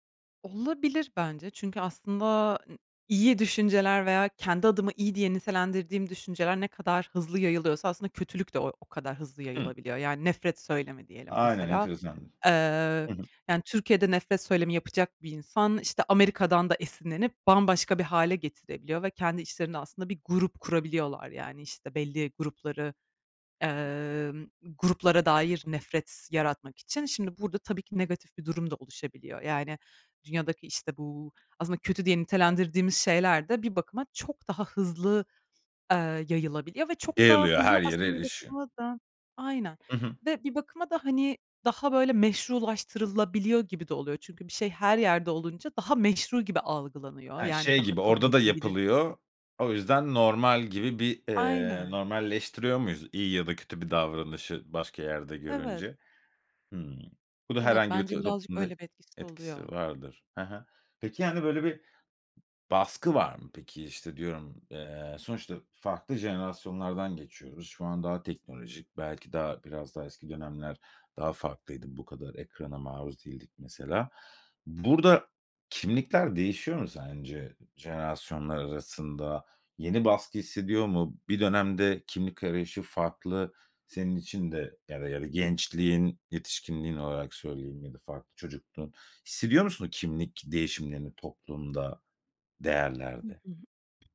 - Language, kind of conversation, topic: Turkish, podcast, Başkalarının görüşleri senin kimliğini nasıl etkiler?
- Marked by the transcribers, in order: none